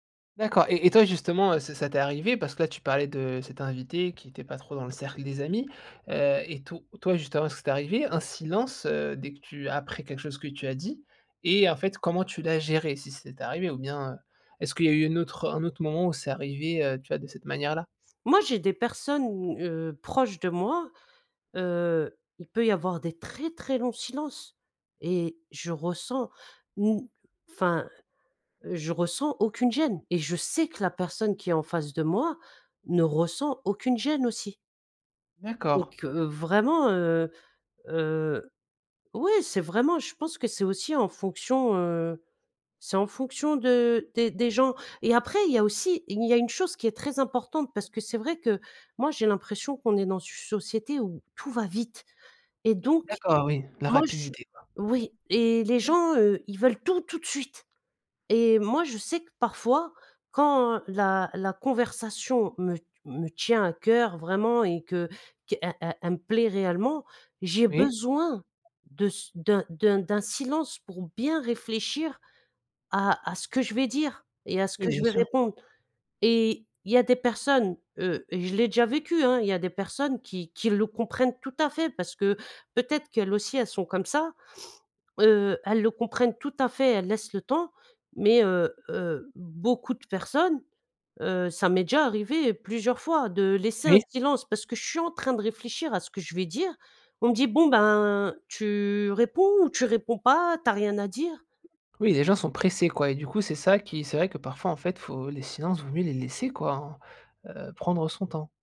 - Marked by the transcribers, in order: other background noise; tapping; sniff
- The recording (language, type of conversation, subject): French, podcast, Comment gères-tu les silences gênants en conversation ?